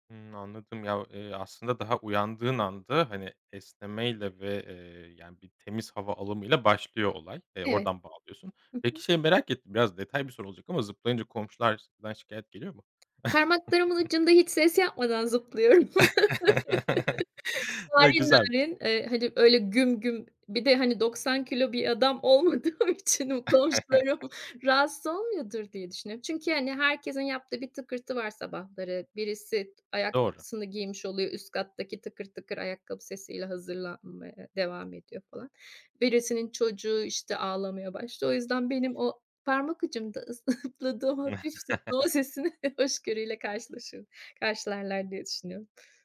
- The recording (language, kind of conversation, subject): Turkish, podcast, Egzersizi günlük rutine dahil etmenin kolay yolları nelerdir?
- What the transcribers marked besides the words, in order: lip smack; other background noise; chuckle; laughing while speaking: "olmadığım için"; chuckle; chuckle; laughing while speaking: "zıplama sesini"